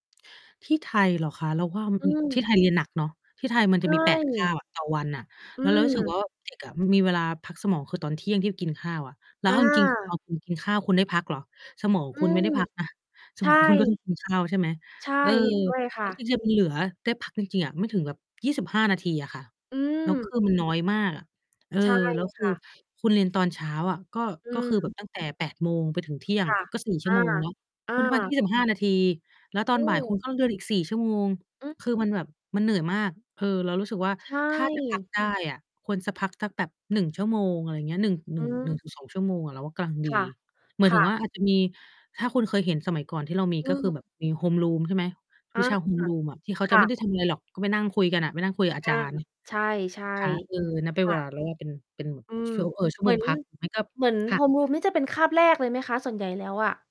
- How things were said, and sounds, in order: mechanical hum; distorted speech; laughing while speaking: "สมองของคุณก็ต้อง"; tapping
- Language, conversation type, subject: Thai, unstructured, โรงเรียนควรเพิ่มเวลาพักผ่อนให้นักเรียนมากกว่านี้ไหม?